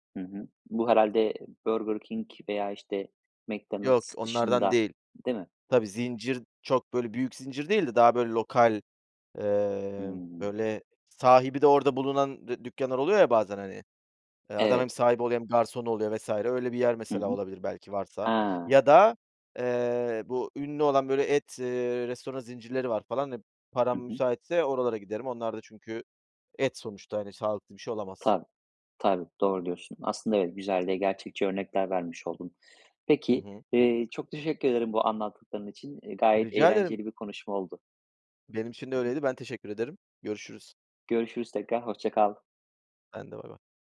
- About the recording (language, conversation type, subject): Turkish, podcast, Dışarıda yemek yerken sağlıklı seçimleri nasıl yapıyorsun?
- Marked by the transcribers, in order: other background noise; in English: "Bye bye"